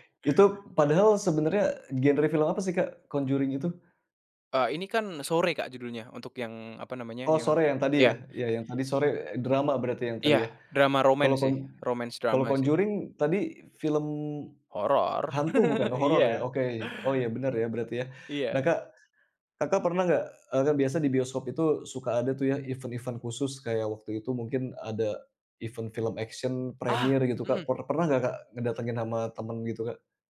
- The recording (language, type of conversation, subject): Indonesian, podcast, Kenapa menonton di bioskop masih terasa istimewa?
- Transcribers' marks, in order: other background noise; in English: "romance drama"; laugh; in English: "event-event"; in English: "event"; in English: "action premiere"